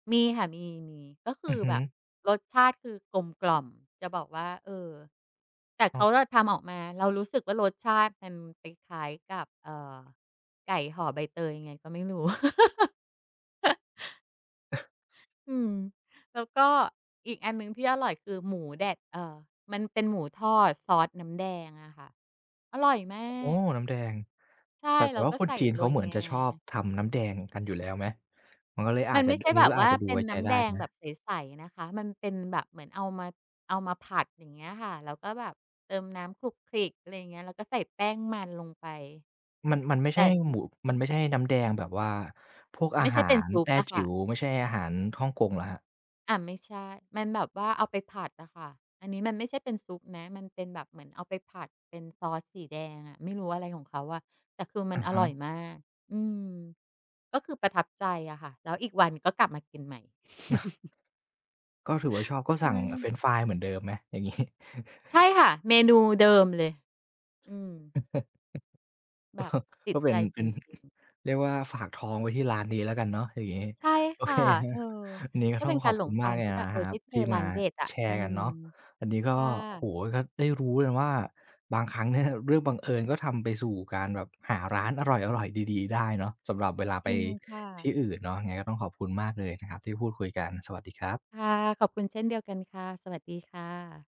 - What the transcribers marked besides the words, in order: tapping; laugh; other background noise; chuckle; laughing while speaking: "งี้"; chuckle; chuckle; laughing while speaking: "เนี่ย"
- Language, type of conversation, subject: Thai, podcast, คุณเคยหลงทางแล้วบังเอิญเจอร้านอาหารอร่อย ๆ ไหม?